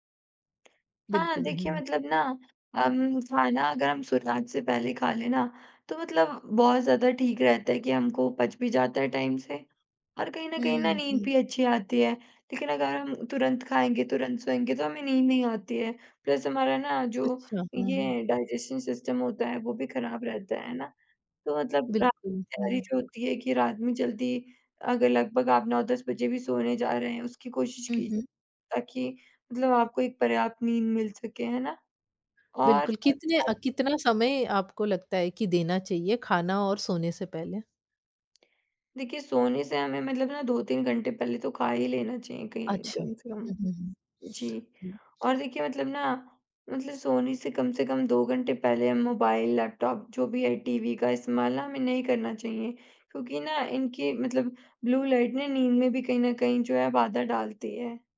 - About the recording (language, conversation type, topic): Hindi, podcast, सुबह जल्दी उठने की कोई ट्रिक बताओ?
- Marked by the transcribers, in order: tapping; in English: "टाइम"; in English: "प्लस"; in English: "डाइजेशन सिस्टम"; other background noise; in English: "ब्लू लाइट"